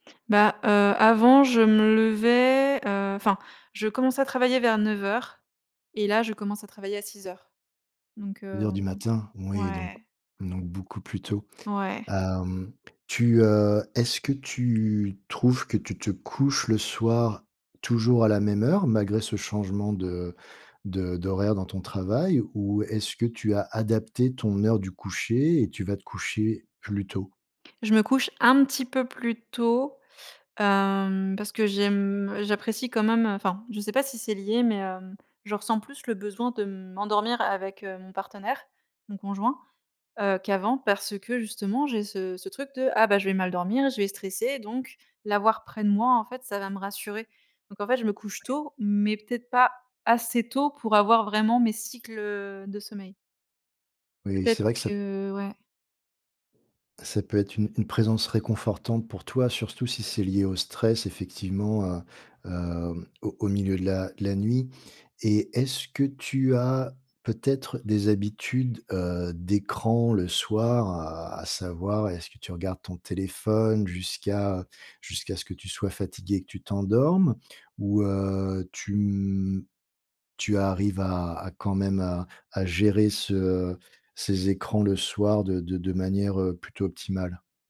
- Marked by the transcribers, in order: tapping; drawn out: "Hem"; other background noise
- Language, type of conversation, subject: French, advice, Comment décririez-vous votre insomnie liée au stress ?